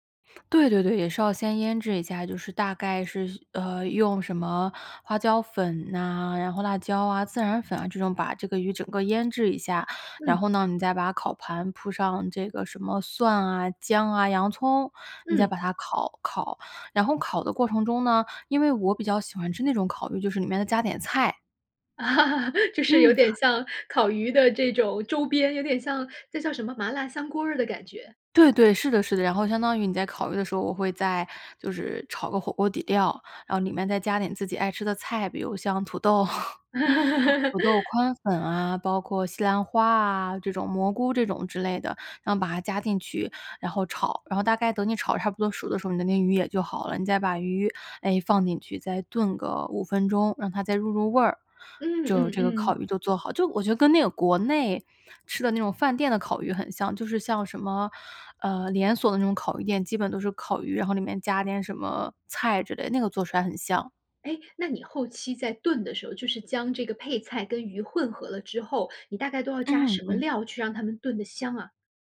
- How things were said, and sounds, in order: laugh; laughing while speaking: "土豆"; stressed: "炖"
- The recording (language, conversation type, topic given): Chinese, podcast, 家里传下来的拿手菜是什么？